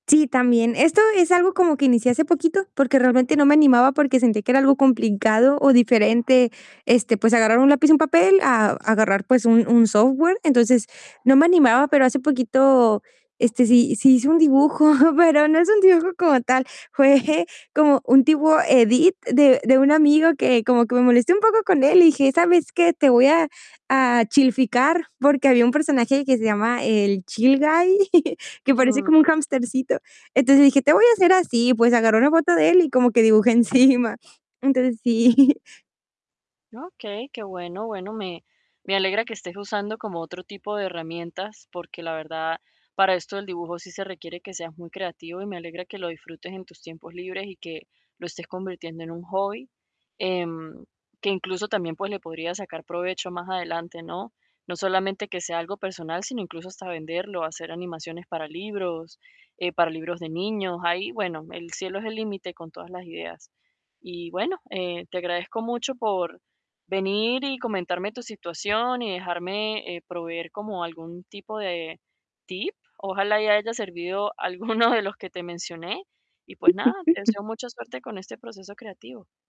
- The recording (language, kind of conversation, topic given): Spanish, advice, ¿Cómo puedo cambiar mi espacio para estimular mi imaginación?
- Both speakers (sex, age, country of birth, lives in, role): female, 20-24, Mexico, Mexico, user; female, 30-34, Venezuela, United States, advisor
- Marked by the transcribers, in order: tapping; laughing while speaking: "dibujo"; laughing while speaking: "Fue"; chuckle; laughing while speaking: "encima"; laughing while speaking: "sí"; laughing while speaking: "alguno"; unintelligible speech